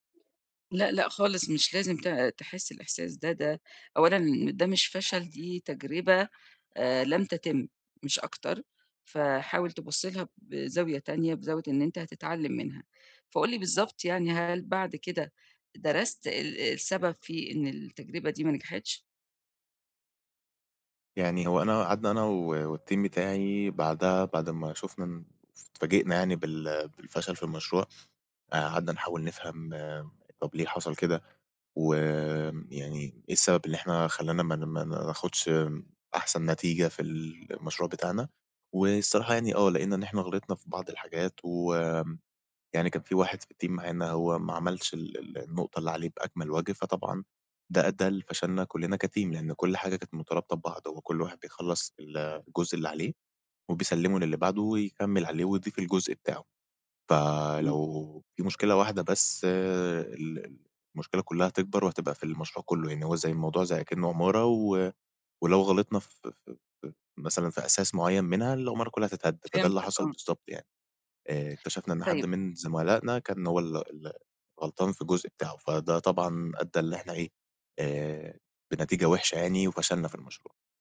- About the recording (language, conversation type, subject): Arabic, advice, إزاي أقدر أستعيد ثقتي في نفسي بعد ما فشلت في شغل أو مشروع؟
- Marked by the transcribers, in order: other noise; in English: "والTeam"; tapping; in English: "الTeam"; in English: "كTeam"; other background noise